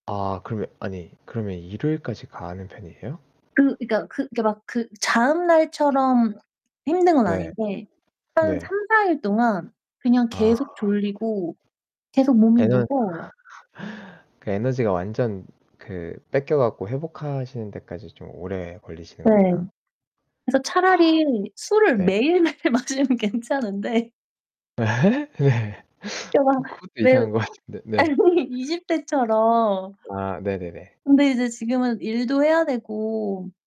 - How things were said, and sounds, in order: static; tapping; laughing while speaking: "매일매일 마시면 괜찮은데"; laugh; unintelligible speech; laughing while speaking: "아니"; laughing while speaking: "것"
- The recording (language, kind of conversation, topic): Korean, unstructured, 주말에는 집에서 쉬는 것과 밖에서 활동하는 것 중 어떤 쪽을 더 선호하시나요?